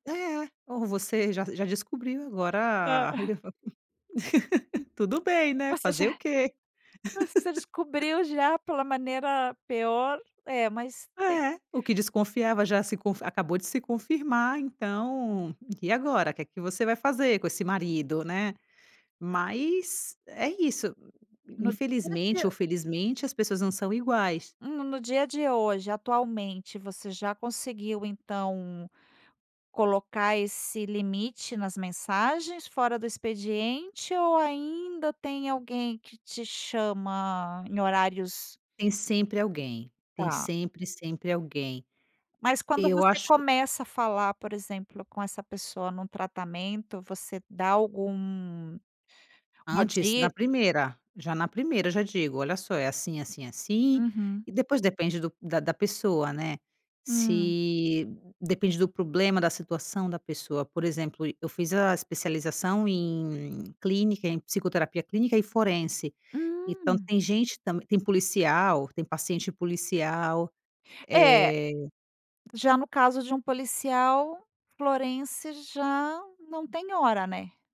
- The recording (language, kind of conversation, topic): Portuguese, podcast, Quais limites você estabelece para receber mensagens de trabalho fora do expediente?
- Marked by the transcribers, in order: chuckle; chuckle; "peor" said as "pior"; "forense" said as "florense"